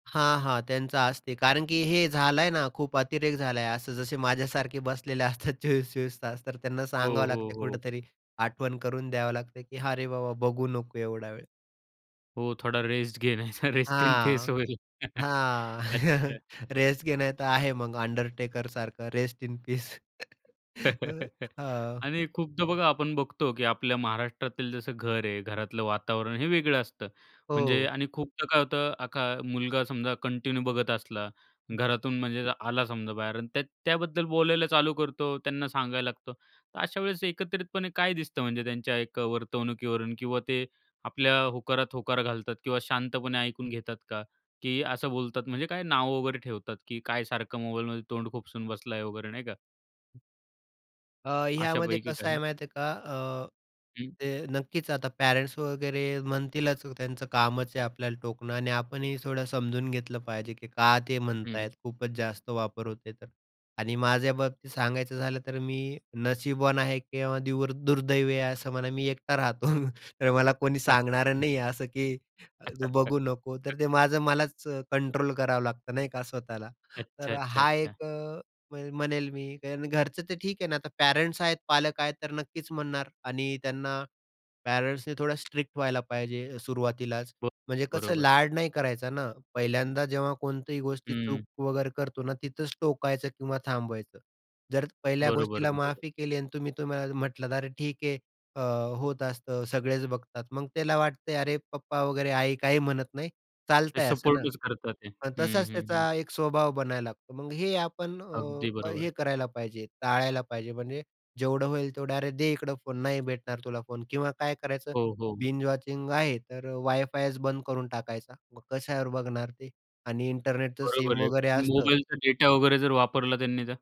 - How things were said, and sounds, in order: laughing while speaking: "बसलेले असतात चोवीस-चोवीस तास"; tapping; laughing while speaking: "नाहीतर रेस्ट इन पीस होईल"; chuckle; in English: "रेस्ट इन पीस"; chuckle; other background noise; in English: "रेस्ट इन पीस"; laughing while speaking: "पीस"; chuckle; in English: "कंटिन्यू"; chuckle; chuckle; in English: "बिंज वॉचिंग"
- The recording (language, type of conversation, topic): Marathi, podcast, सलग भाग पाहण्याबद्दल तुमचे मत काय आहे?